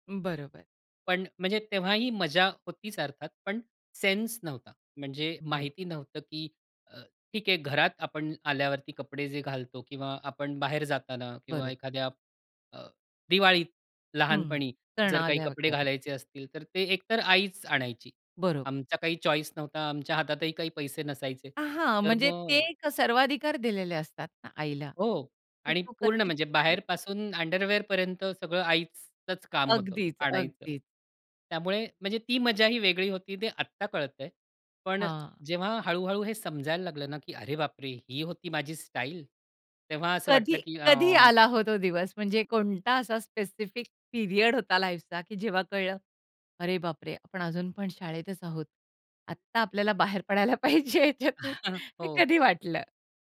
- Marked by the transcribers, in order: in English: "सेन्स"; in English: "चॉईस"; tapping; surprised: "अरे बापरे!"; in English: "स्पेसिफिक पिरियड"; other background noise; laughing while speaking: "पाहिजे त्यातून. हे कधी वाटलं?"; chuckle
- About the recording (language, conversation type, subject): Marathi, podcast, तुझी शैली आयुष्यात कशी बदलत गेली?